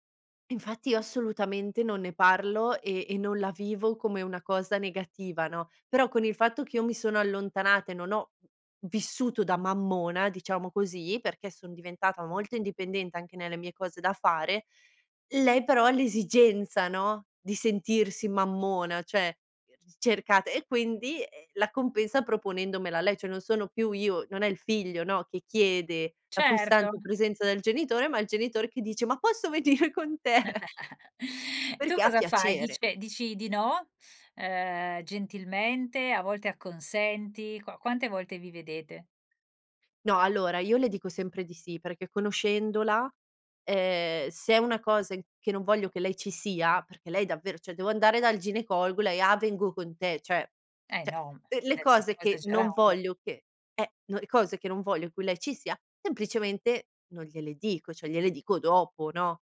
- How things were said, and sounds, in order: laughing while speaking: "venire"; chuckle; other background noise; "cioè" said as "ceh"
- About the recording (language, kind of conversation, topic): Italian, podcast, Che cosa significa essere indipendenti per la tua generazione, rispetto a quella dei tuoi genitori?